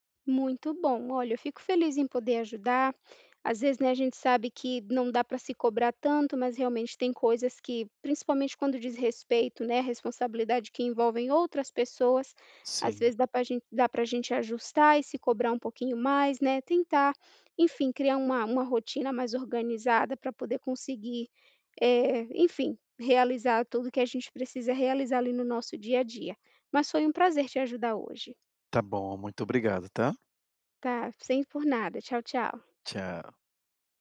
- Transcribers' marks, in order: tapping
- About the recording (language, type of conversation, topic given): Portuguese, advice, Como posso parar de procrastinar e me sentir mais motivado?